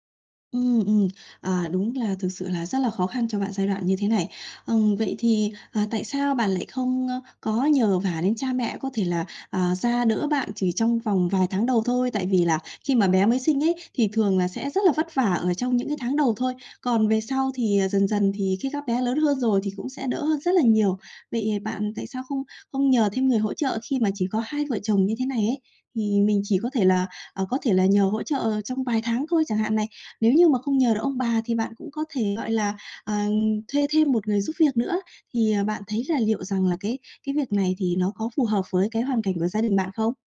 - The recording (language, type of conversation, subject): Vietnamese, advice, Bạn cảm thấy thế nào khi lần đầu trở thành cha/mẹ, và bạn lo lắng nhất điều gì về những thay đổi trong cuộc sống?
- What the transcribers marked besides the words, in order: tapping